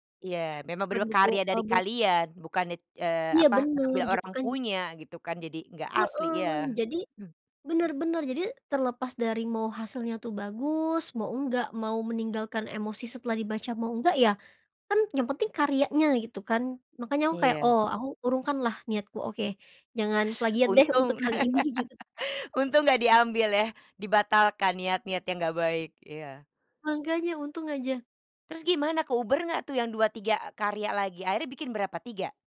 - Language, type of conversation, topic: Indonesian, podcast, Apa pengalaman belajar paling berkesanmu saat masih sekolah?
- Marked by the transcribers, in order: laugh